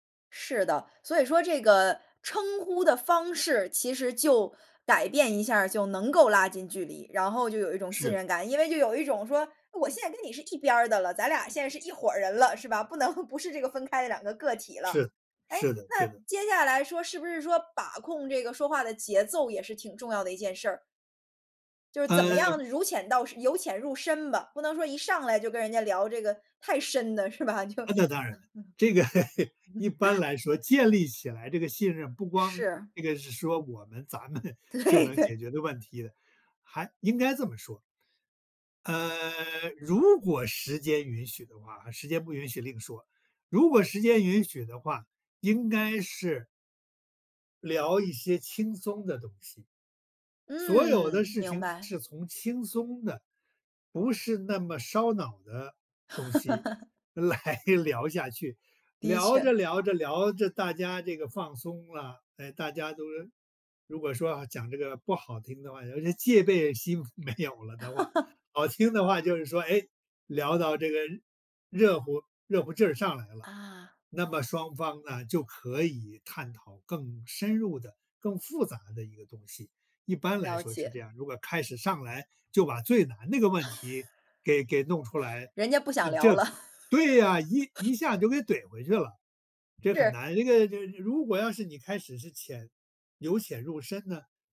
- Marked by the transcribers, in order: laughing while speaking: "不能"; laughing while speaking: "是吧？就 嗯"; laugh; laugh; laughing while speaking: "对的"; laughing while speaking: "来聊下去"; laugh; laughing while speaking: "没有了的话，好听的话就是说"; laugh; laugh; laugh
- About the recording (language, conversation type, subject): Chinese, podcast, 你如何在对话中创造信任感？